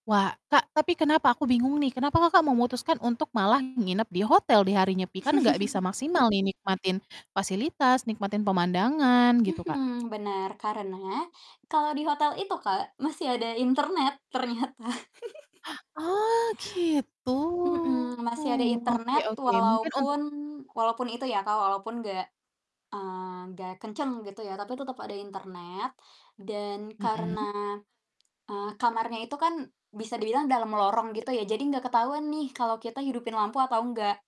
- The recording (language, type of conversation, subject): Indonesian, podcast, Bagaimana rasanya melihat langit malam yang benar-benar gelap tanpa polusi cahaya dari suatu tempat?
- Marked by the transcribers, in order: distorted speech; chuckle; laughing while speaking: "ternyata"; laugh; drawn out: "gitu"; other background noise